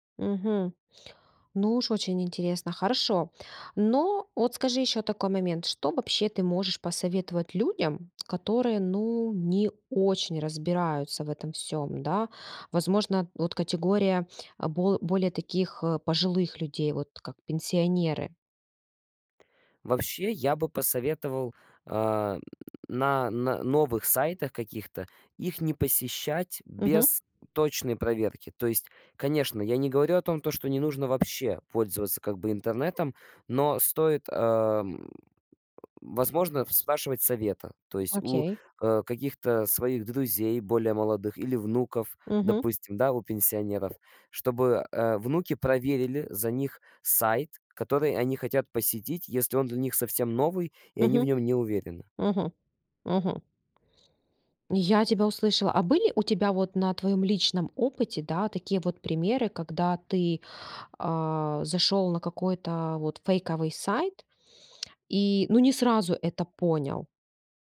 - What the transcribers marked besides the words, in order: tapping; other background noise; lip smack
- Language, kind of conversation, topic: Russian, podcast, Как отличить надёжный сайт от фейкового?